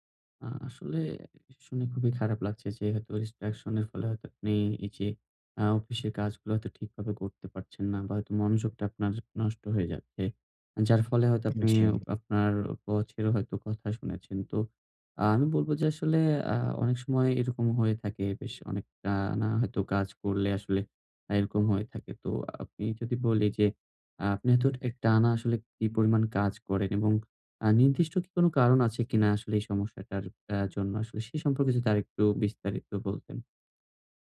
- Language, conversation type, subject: Bengali, advice, কাজের সময় বিভ্রান্তি কমিয়ে কীভাবে একটিমাত্র কাজে মনোযোগ ধরে রাখতে পারি?
- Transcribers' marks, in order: other background noise; in English: "ডিস্ট্রাকশনের"